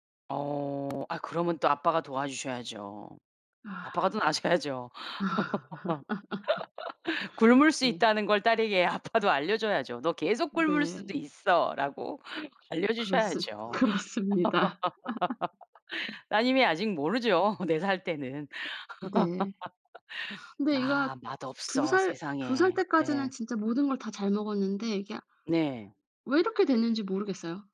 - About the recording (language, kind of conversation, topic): Korean, podcast, 요리로 사랑을 표현하는 방법은 무엇이라고 생각하시나요?
- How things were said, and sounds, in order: other background noise; laughing while speaking: "아셔야죠. 굶을 수 있다는 걸 딸에게 아빠도 알려줘야죠"; laugh; laughing while speaking: "그렇습니다"; laugh; laughing while speaking: "네 살 때는"; laugh